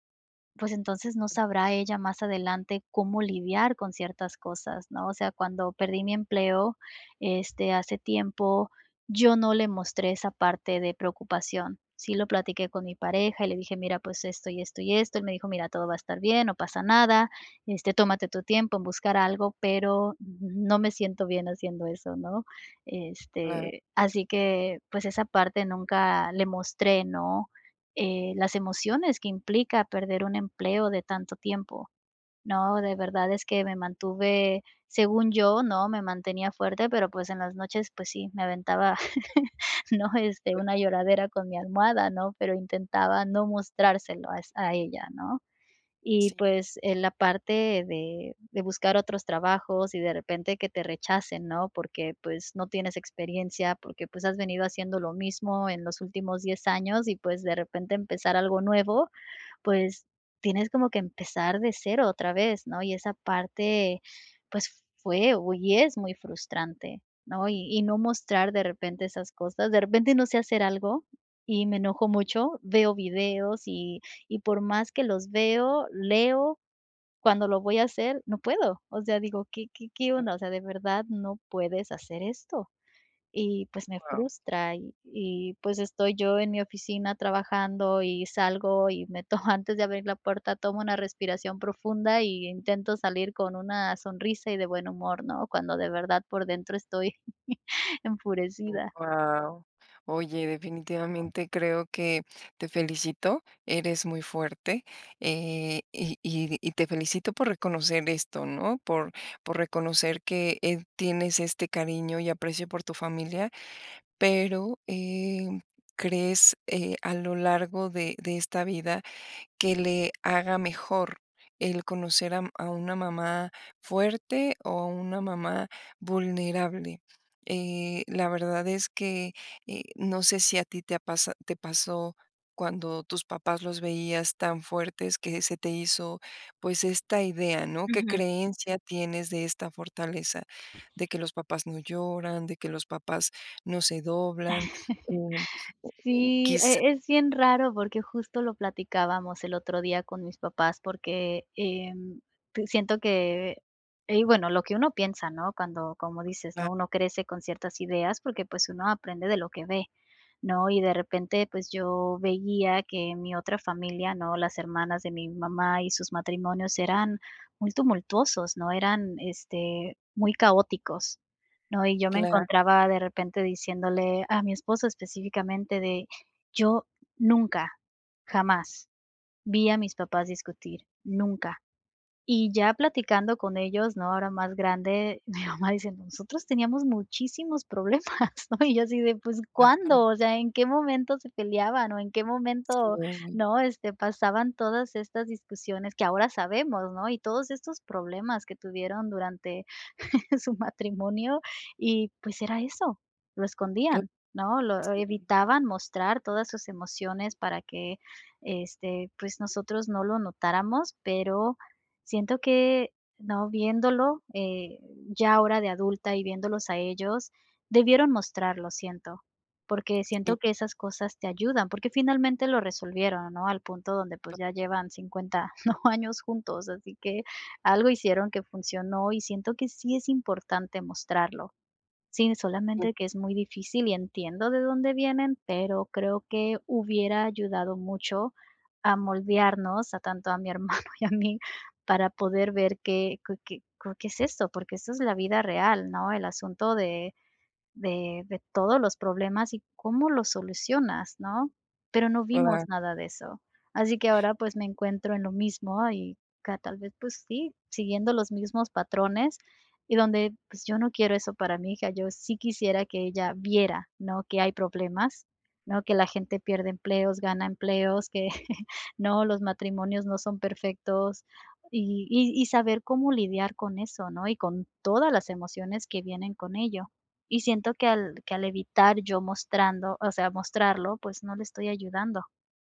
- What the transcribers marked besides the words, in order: other background noise; unintelligible speech; laugh; laugh; laugh; laughing while speaking: "mi mamá"; laughing while speaking: "problemas"; chuckle; unintelligible speech; laughing while speaking: "a mi hermano y a mí"; chuckle
- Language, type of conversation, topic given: Spanish, advice, ¿Cómo evitas mostrar tristeza o enojo para proteger a los demás?